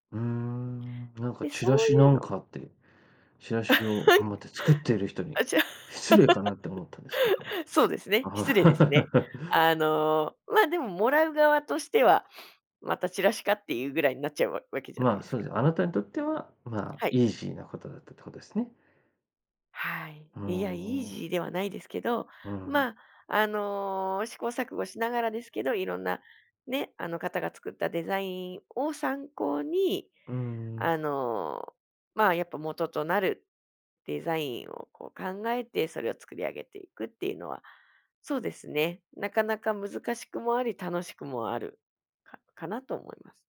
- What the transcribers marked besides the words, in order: laugh; laughing while speaking: "あちゃ"; laugh; laugh; sniff; in English: "イージー"; in English: "イージー"
- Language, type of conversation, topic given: Japanese, podcast, スキルを他の業界でどのように活かせますか？